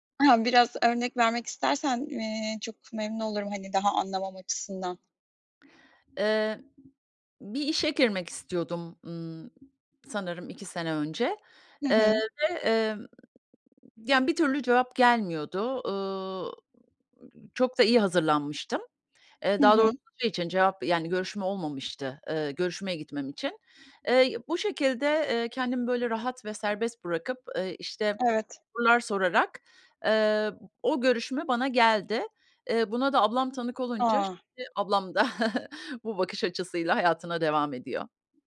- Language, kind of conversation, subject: Turkish, podcast, Hayatta öğrendiğin en önemli ders nedir?
- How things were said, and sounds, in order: giggle; tapping; chuckle